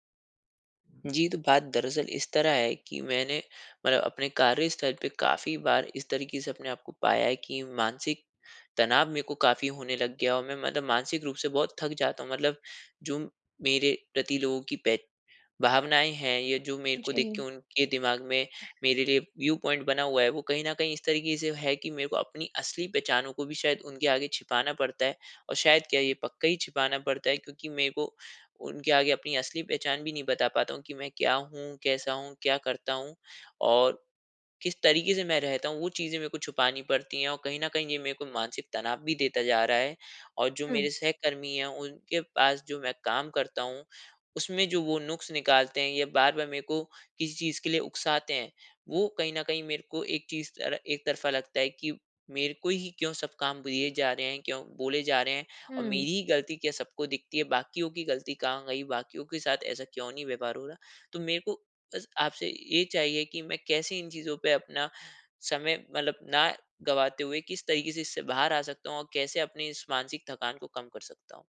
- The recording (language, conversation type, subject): Hindi, advice, आपको काम पर अपनी असली पहचान छिपाने से मानसिक थकान कब और कैसे महसूस होती है?
- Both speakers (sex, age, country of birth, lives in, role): female, 25-29, India, India, advisor; male, 25-29, India, India, user
- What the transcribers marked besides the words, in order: in English: "व्यू पॉइंट"